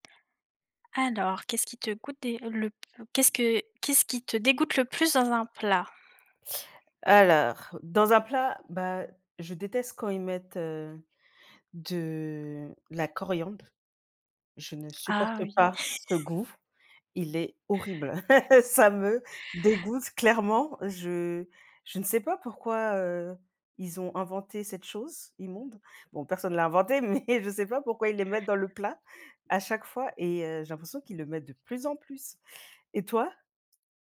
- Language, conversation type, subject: French, unstructured, Qu’est-ce qui te dégoûte le plus dans un plat ?
- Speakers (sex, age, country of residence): female, 20-24, France; female, 35-39, Spain
- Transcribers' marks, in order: stressed: "pas"; laugh; laughing while speaking: "Ça me"; laugh; laughing while speaking: "mais"